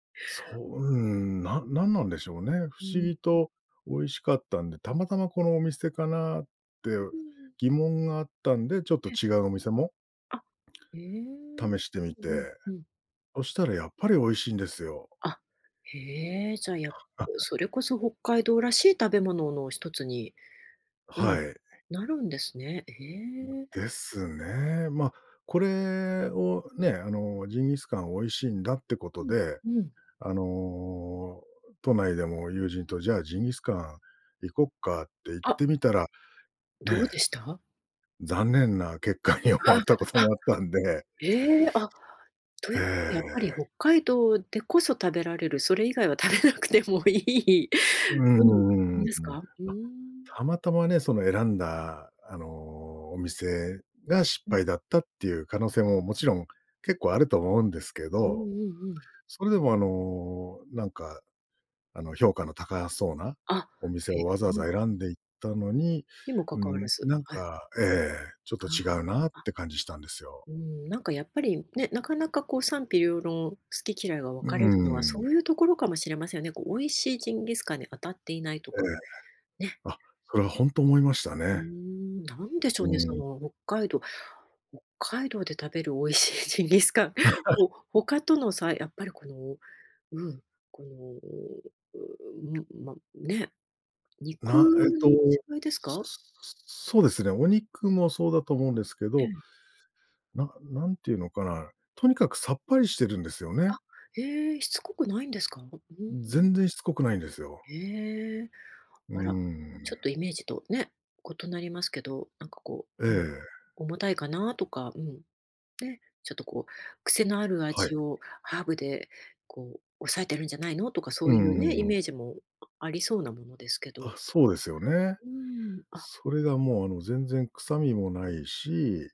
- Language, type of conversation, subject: Japanese, podcast, 毎年恒例の旅行やお出かけの習慣はありますか？
- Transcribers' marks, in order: other noise; laughing while speaking: "終わったこともあったんで"; laughing while speaking: "それ以外は食べなくてもいい"; other background noise; laugh; unintelligible speech